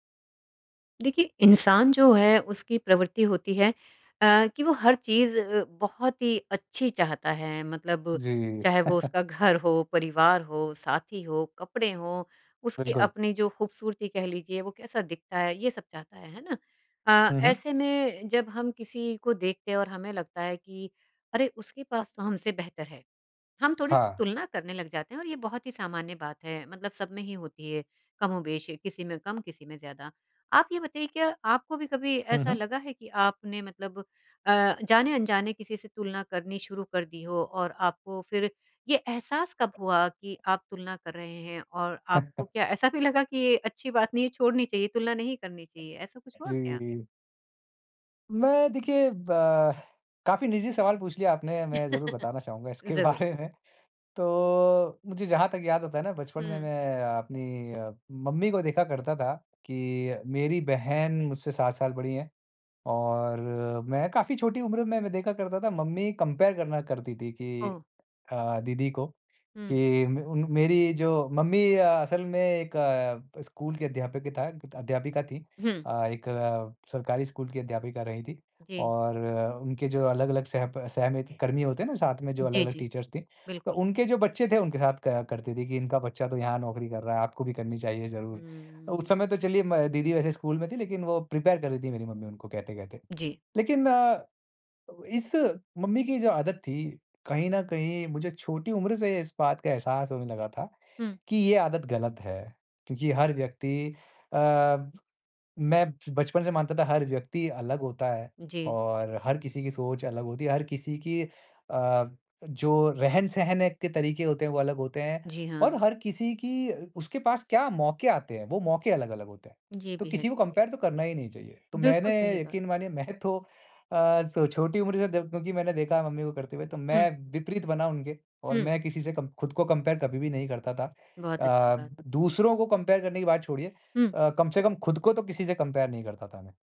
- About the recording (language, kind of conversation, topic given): Hindi, podcast, दूसरों से तुलना करने की आदत आपने कैसे छोड़ी?
- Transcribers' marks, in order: chuckle; chuckle; tapping; laugh; laughing while speaking: "इसके बारे में"; in English: "कंपेयर"; in English: "टीचर्स"; in English: "प्रिपेयर"; "रहन-सहन" said as "रहन-सहने"; in English: "कंपेयर"; laughing while speaking: "मैं तो"; in English: "कंपेयर"; in English: "कंपेयर"; in English: "कंपेयर"